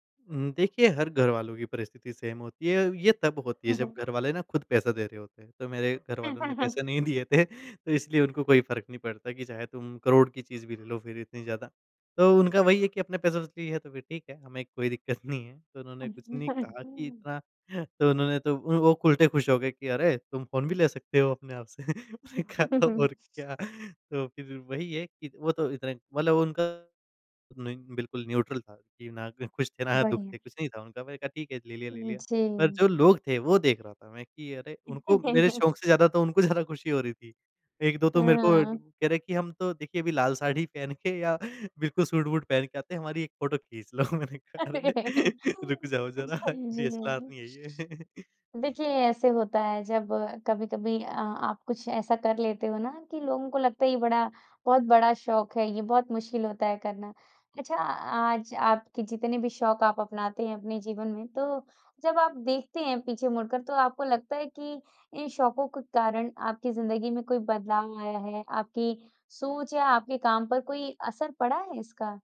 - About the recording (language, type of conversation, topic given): Hindi, podcast, आपका बचपन का सबसे पसंदीदा शौक क्या था?
- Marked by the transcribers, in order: in English: "सेम"; other background noise; chuckle; laughing while speaking: "नहीं दिए थे"; chuckle; laughing while speaking: "नहीं है"; laughing while speaking: "मैंने कहा तो और क्या"; in English: "न्यूट्रल"; chuckle; laughing while speaking: "ज़्यादा"; laughing while speaking: "अरे!"; laughing while speaking: "लो मैंने कहा अरे! रुक जाओ ज़रा डीएसएलआर नहीं है ये"; in English: "डीएसएलआर"